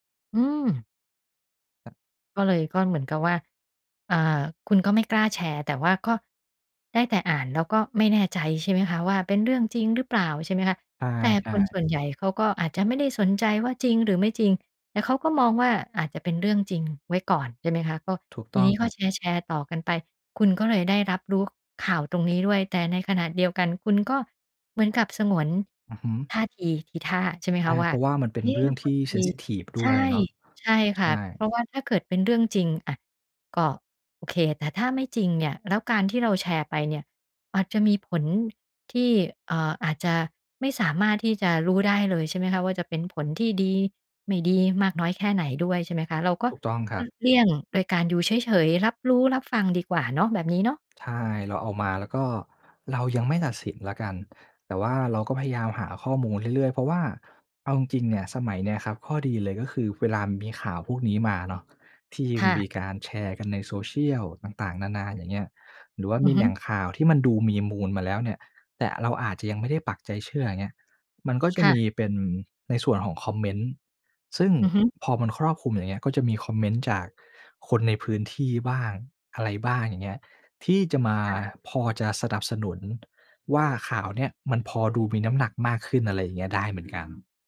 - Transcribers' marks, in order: in English: "เซนซิทิฟ"; other background noise; tapping
- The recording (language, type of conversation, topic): Thai, podcast, การแชร์ข่าวที่ยังไม่ได้ตรวจสอบสร้างปัญหาอะไรบ้าง?